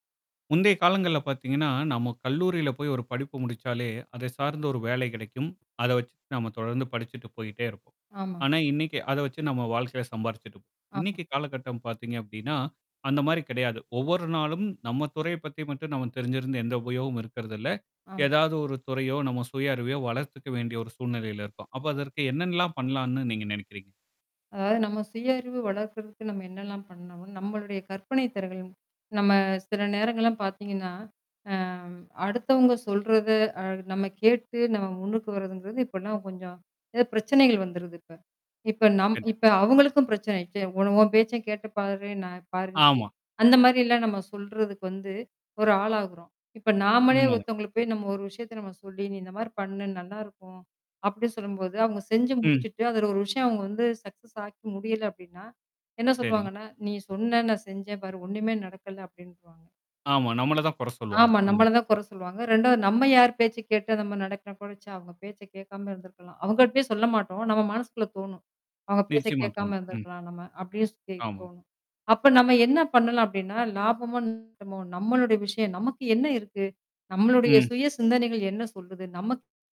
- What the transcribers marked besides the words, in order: tapping; distorted speech; static; "திறன்கள்" said as "திறங்கள்"; "சொல்லி" said as "சுத்தி"; unintelligible speech
- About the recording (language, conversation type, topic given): Tamil, podcast, சுயஅறிவை வளர்க்க நாள்தோறும் செய்யக்கூடிய ஒரு எளிய செயல் என்ன?